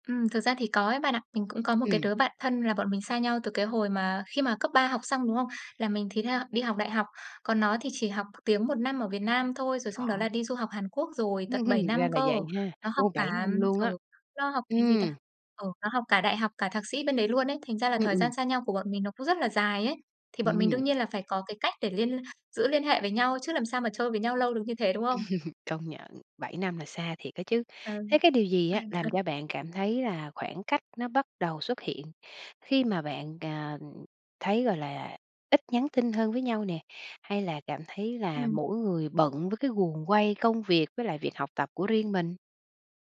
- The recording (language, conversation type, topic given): Vietnamese, podcast, Làm thế nào để giữ liên lạc với bạn thân khi phải xa nhau?
- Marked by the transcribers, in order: chuckle; chuckle; chuckle